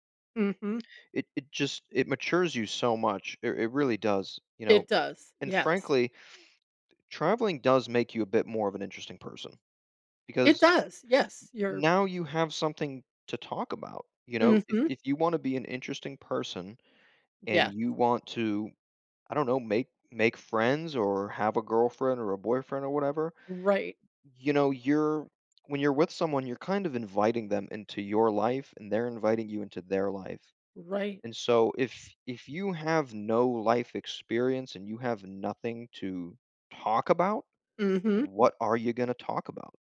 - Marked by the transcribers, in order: other background noise; tapping
- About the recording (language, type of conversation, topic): English, unstructured, What travel experience should everyone try?